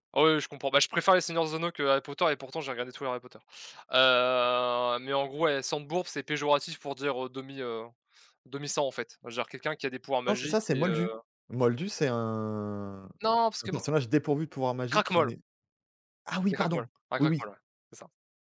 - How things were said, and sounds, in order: drawn out: "Heu"; drawn out: "un"; stressed: "Cracmol"
- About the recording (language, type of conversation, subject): French, unstructured, Comment la musique peut-elle changer ton humeur ?